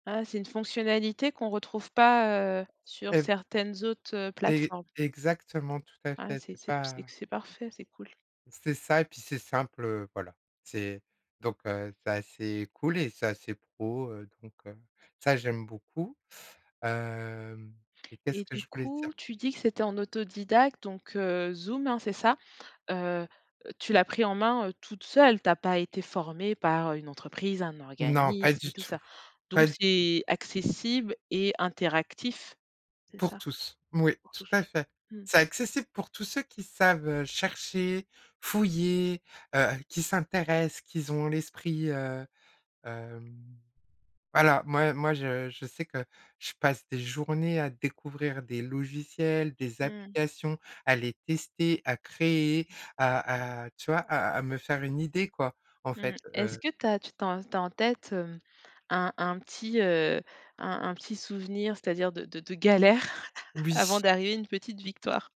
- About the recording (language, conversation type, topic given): French, podcast, Quelle est ton expérience du télétravail et des outils numériques ?
- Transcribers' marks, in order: chuckle